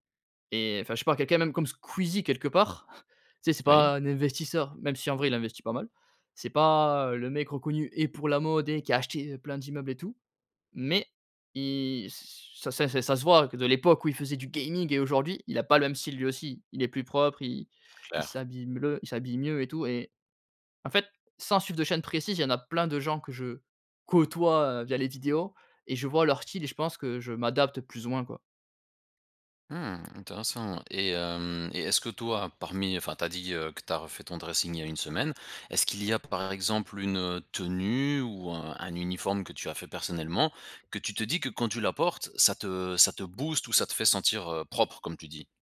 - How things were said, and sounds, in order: chuckle; other background noise; "mieux" said as "mleu"; stressed: "booste"
- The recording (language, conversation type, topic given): French, podcast, Quel rôle la confiance joue-t-elle dans ton style personnel ?